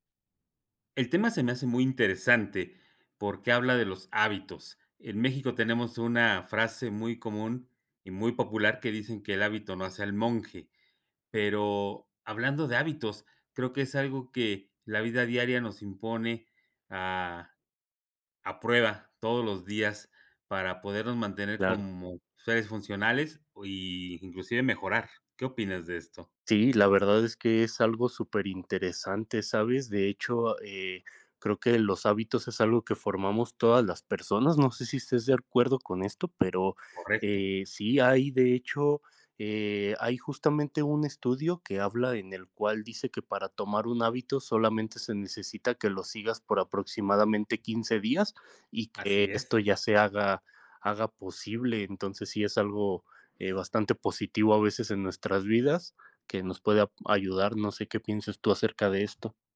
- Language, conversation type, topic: Spanish, unstructured, ¿Alguna vez cambiaste un hábito y te sorprendieron los resultados?
- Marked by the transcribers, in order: other background noise; tapping